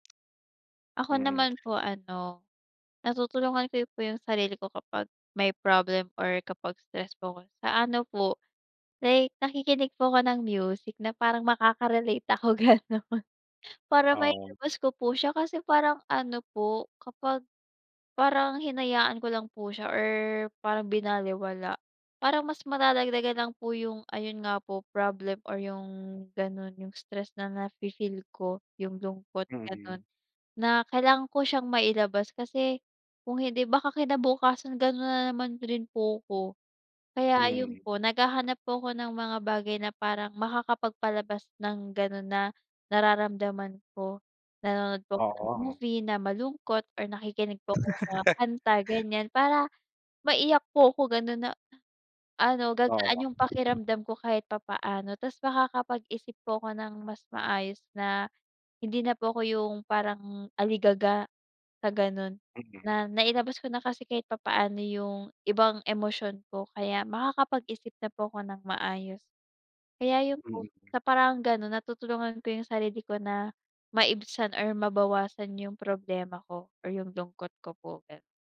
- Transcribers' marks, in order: tapping; laughing while speaking: "gano'n"; laugh; other background noise
- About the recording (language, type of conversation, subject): Filipino, unstructured, Ano ang mga simpleng bagay na nagpapagaan ng pakiramdam mo?